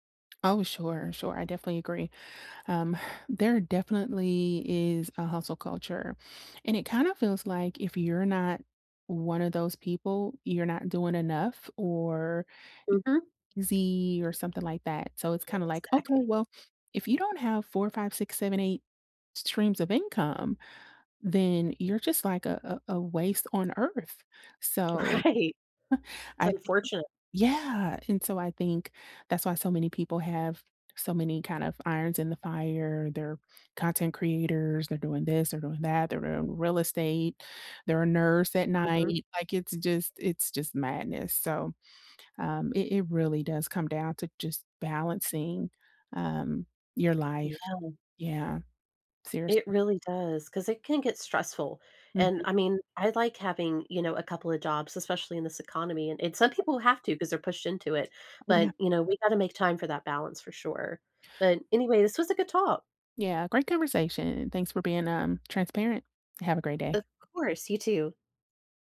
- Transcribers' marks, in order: other background noise; laughing while speaking: "Right"; chuckle
- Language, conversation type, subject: English, unstructured, How can one tell when to push through discomfort or slow down?